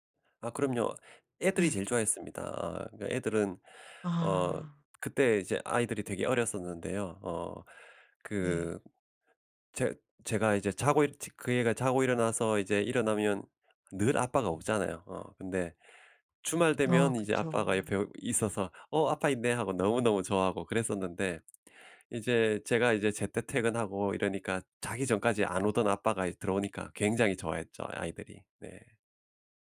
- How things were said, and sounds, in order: laugh; tapping
- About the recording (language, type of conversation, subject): Korean, podcast, 일과 개인 생활의 균형을 어떻게 관리하시나요?